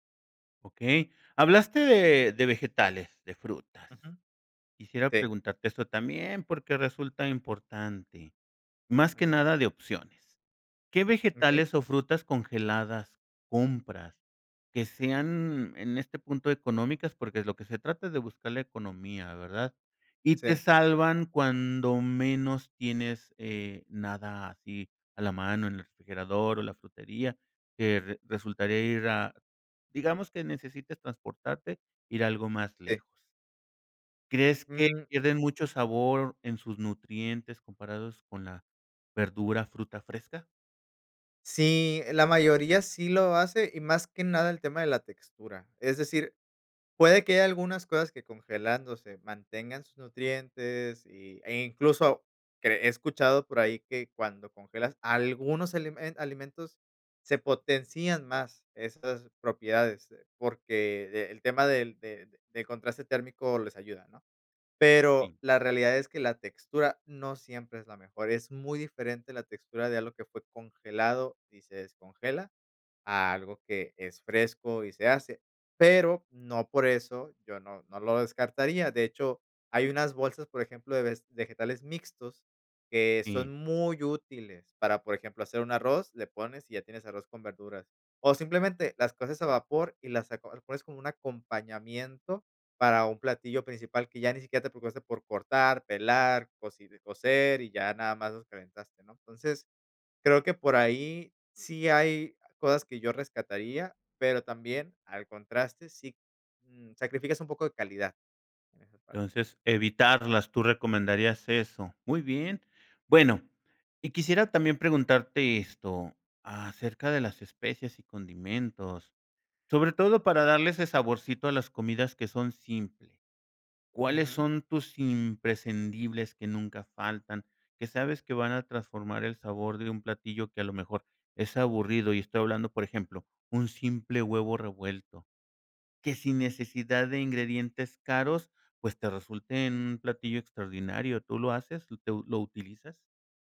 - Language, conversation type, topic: Spanish, podcast, ¿Cómo cocinas cuando tienes poco tiempo y poco dinero?
- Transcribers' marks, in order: none